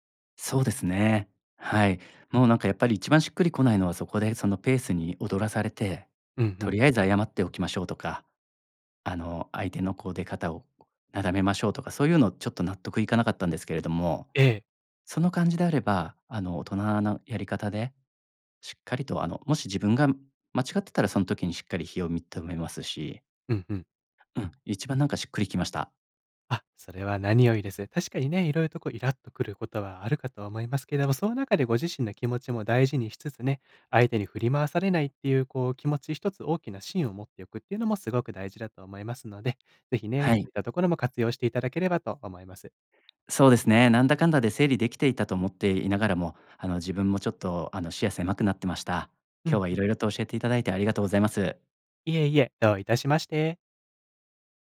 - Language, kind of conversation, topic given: Japanese, advice, 誤解で相手に怒られたとき、どう説明して和解すればよいですか？
- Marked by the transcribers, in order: none